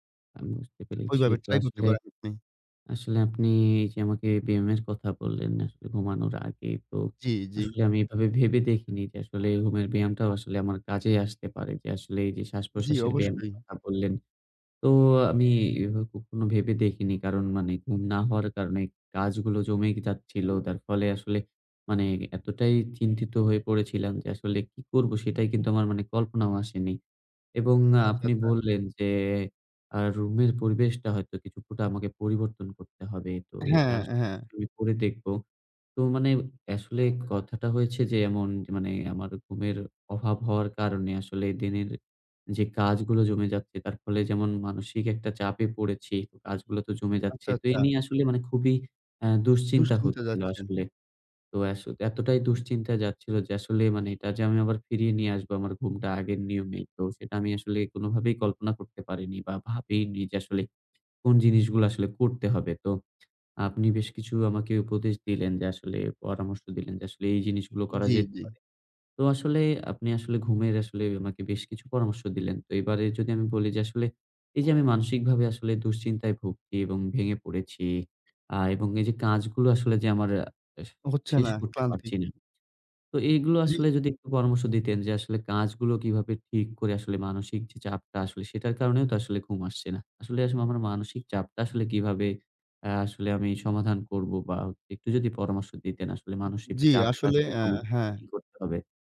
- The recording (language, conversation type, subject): Bengali, advice, নিয়মিত ঘুমের রুটিনের অভাব
- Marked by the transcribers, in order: none